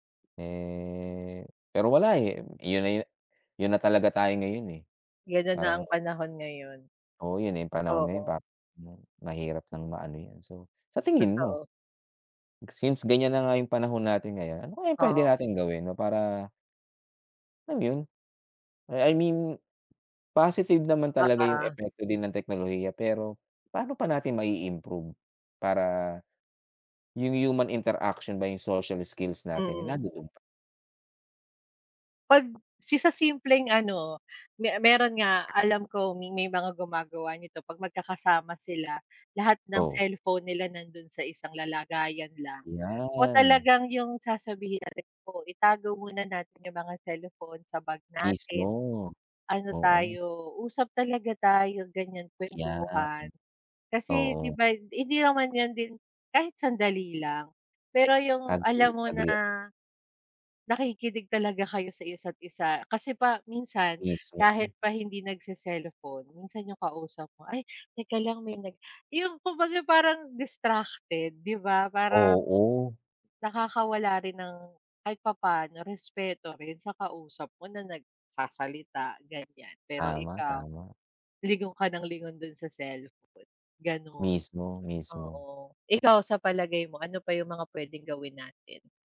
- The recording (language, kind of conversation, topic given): Filipino, unstructured, Ano ang tingin mo sa epekto ng teknolohiya sa lipunan?
- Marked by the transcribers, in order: tapping; other background noise